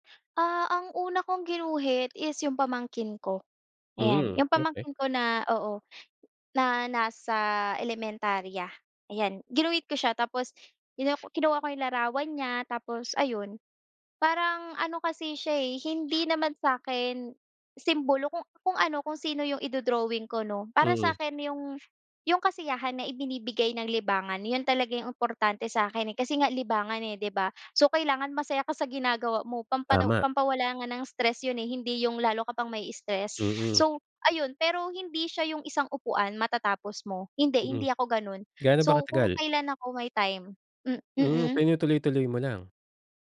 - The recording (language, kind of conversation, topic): Filipino, podcast, Anong bagong libangan ang sinubukan mo kamakailan, at bakit?
- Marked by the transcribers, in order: other background noise